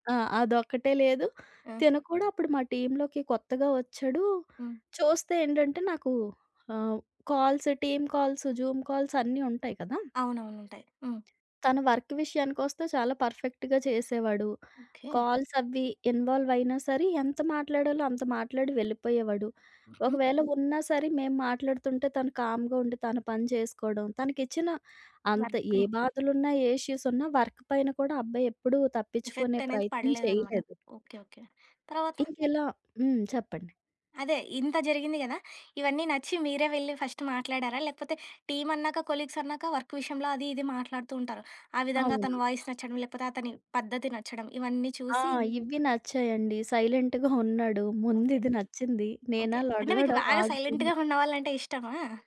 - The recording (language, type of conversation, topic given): Telugu, podcast, నీకు సరిపోయే వాళ్లను ఎక్కడ వెతుక్కుంటావు?
- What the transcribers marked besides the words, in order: in English: "టీమ్‌లోకి"; in English: "కాల్స్, టీమ్ కాల్స్, జూమ్ కాల్స్"; tapping; in English: "వర్క్"; in English: "పర్ఫెక్ట్‌గా"; in English: "కాల్స్"; in English: "ఇన్వాల్వ్"; in English: "కామ్‌గా"; in English: "వర్క్‌ని"; in English: "ఇష్యూస్"; in English: "వర్క్"; in English: "ఎఫెక్ట్"; in English: "ఫస్ట్"; in English: "కొలీగ్స్"; in English: "వర్క్"; in English: "వాయిస్"; in English: "సైలెంట్‌గా"; in English: "సైలెంట్‌గా"